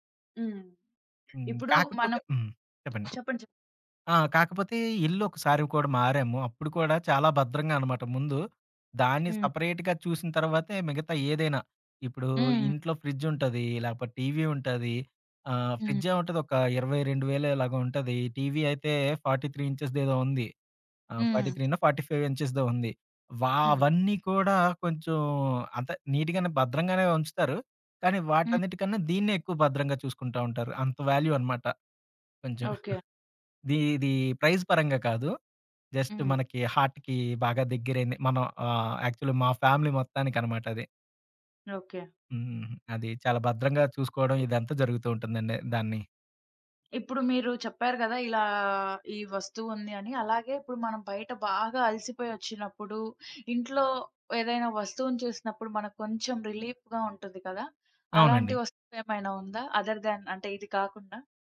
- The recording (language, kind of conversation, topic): Telugu, podcast, ఇంట్లో మీకు అత్యంత విలువైన వస్తువు ఏది, ఎందుకు?
- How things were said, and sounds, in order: other background noise; in English: "సపరేట్‌గా"; in English: "ఫ్రిడ్జ్"; in English: "ఫ్రిడ్జ్"; in English: "ఫార్టీ త్రీ ఇంచెస్"; in English: "ఫార్టీ త్రీనో, ఫార్టీ ఫైవో"; in English: "నిట్‌గానే"; in English: "వాల్యూ"; giggle; in English: "ప్రైజ్"; in English: "జస్ట్"; in English: "హార్ట్‌కి"; in English: "యాక్చువల్"; in English: "ఫ్యామిలీ"; in English: "రిలీఫ్‌గా"; in English: "అదర్ దెన్"